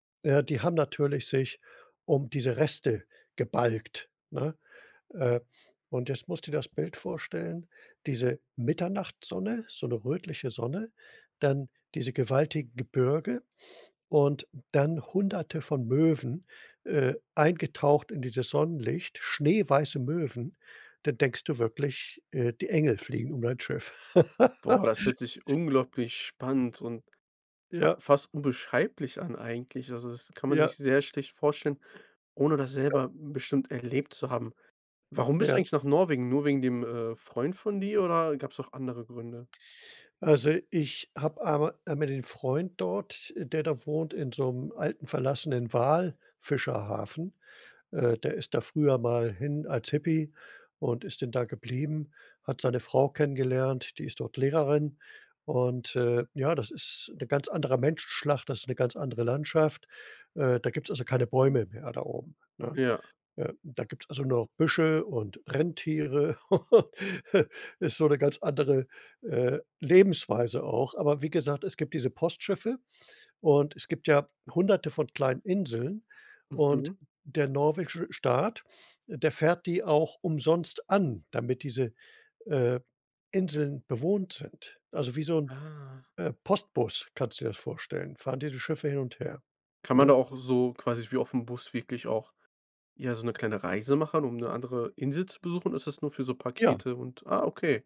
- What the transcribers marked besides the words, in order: other background noise; chuckle; chuckle
- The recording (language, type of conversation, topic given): German, podcast, Was war die eindrücklichste Landschaft, die du je gesehen hast?